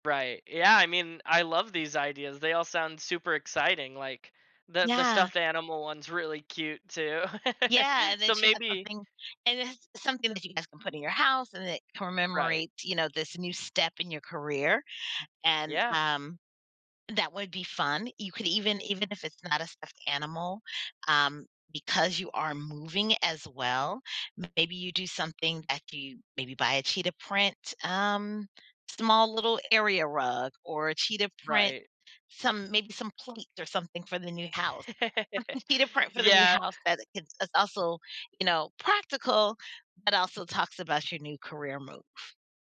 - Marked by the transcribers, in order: laugh; other background noise; chuckle
- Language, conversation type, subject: English, advice, How can I share good news with my family in a way that feels positive and considerate?